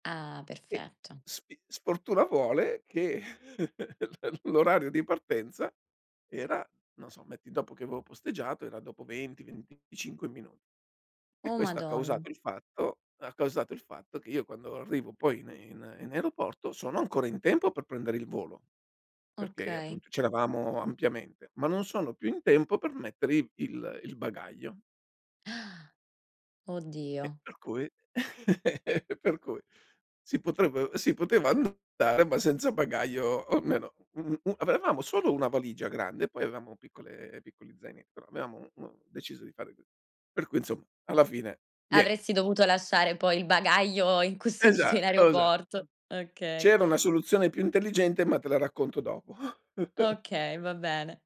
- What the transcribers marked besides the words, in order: laugh; laughing while speaking: "l"; inhale; laugh; "avevamo" said as "avrevamo"; other background noise; laughing while speaking: "incustodito"; chuckle
- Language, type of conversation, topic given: Italian, podcast, Hai una storia divertente su un imprevisto capitato durante un viaggio?